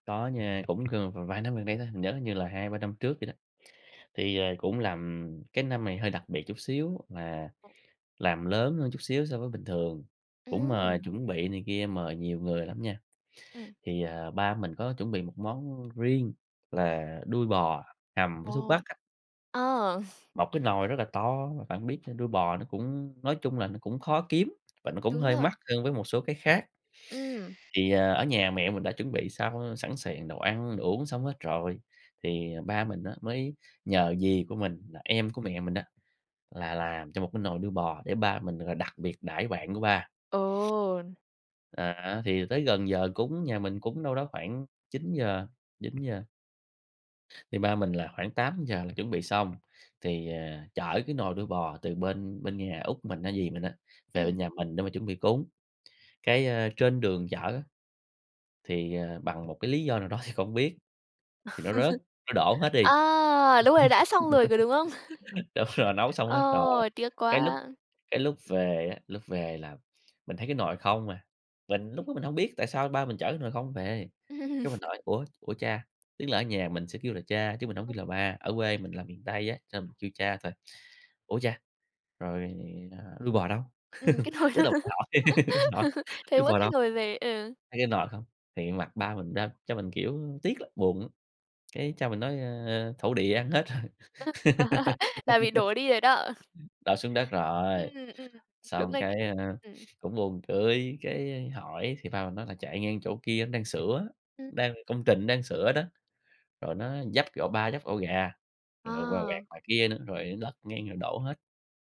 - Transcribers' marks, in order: tapping; other background noise; chuckle; chuckle; laughing while speaking: "thì"; laugh; laughing while speaking: "Đúng rồi"; laugh; chuckle; laughing while speaking: "nồi thôi hả?"; chuckle; laugh; unintelligible speech; chuckle; laughing while speaking: "rồi"; laugh
- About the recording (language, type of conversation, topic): Vietnamese, podcast, Truyền thống gia đình nào bạn giữ lại và thấy quý không?